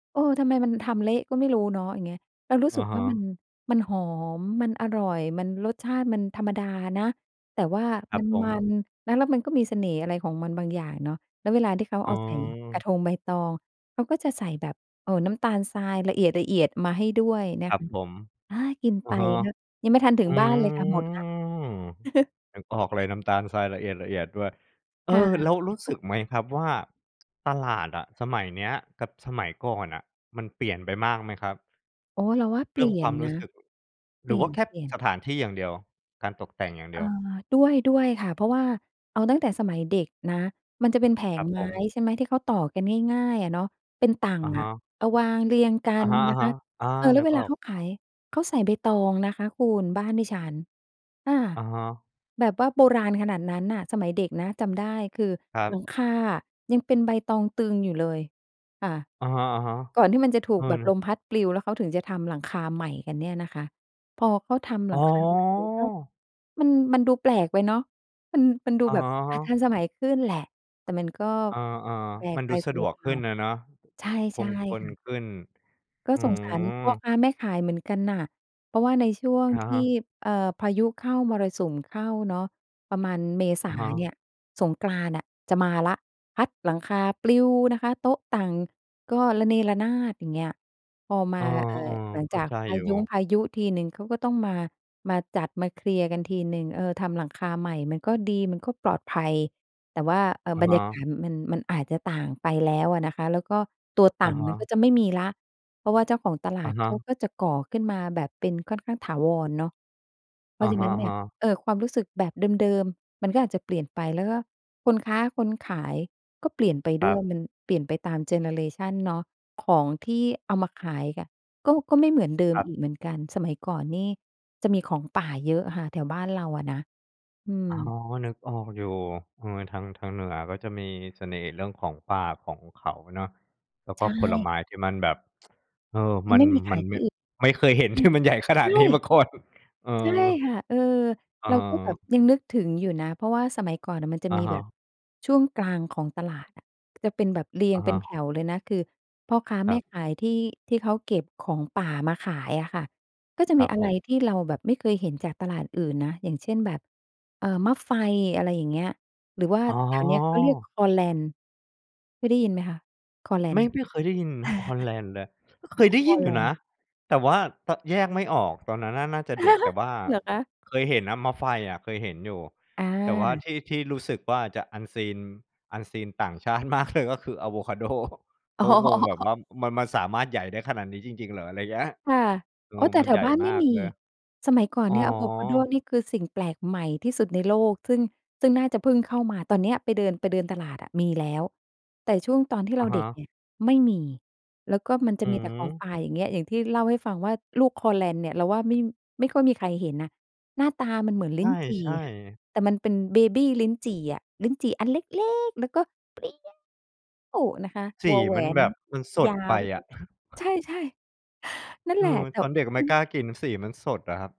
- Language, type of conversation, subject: Thai, podcast, ตลาดสดใกล้บ้านของคุณมีเสน่ห์อย่างไร?
- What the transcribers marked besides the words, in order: drawn out: "อืม"; chuckle; tsk; laughing while speaking: "ที่มันใหญ่ขนาดนี้มาก่อน"; chuckle; other background noise; chuckle; in English: "Unseen unseen"; laughing while speaking: "อ๋อ"; stressed: "เปรี้ยว"; chuckle; inhale